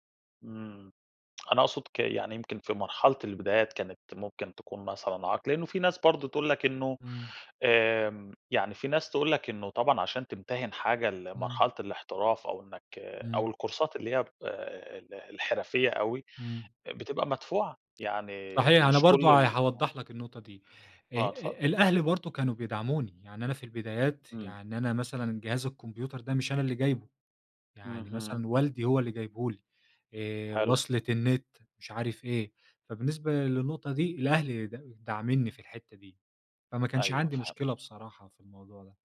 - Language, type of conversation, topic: Arabic, podcast, إزاي بدأت رحلتك في التعلُّم؟
- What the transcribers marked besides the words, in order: in English: "الكورسات"